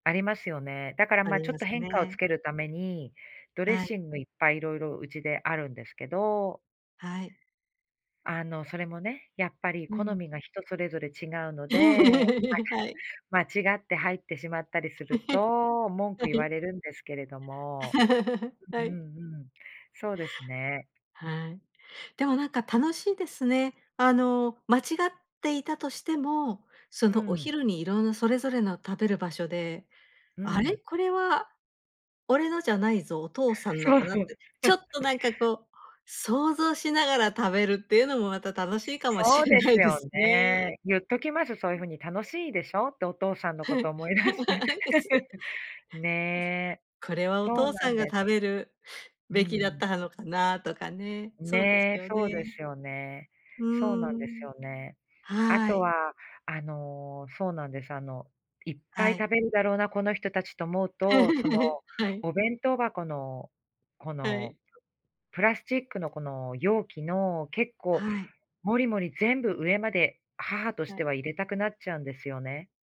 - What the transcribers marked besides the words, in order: laugh; other noise; chuckle; laugh; chuckle; other background noise; laughing while speaking: "しれないですね"; laugh; laughing while speaking: "はい、やつで"; chuckle; laugh
- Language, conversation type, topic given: Japanese, podcast, お弁当作りのコツはありますか？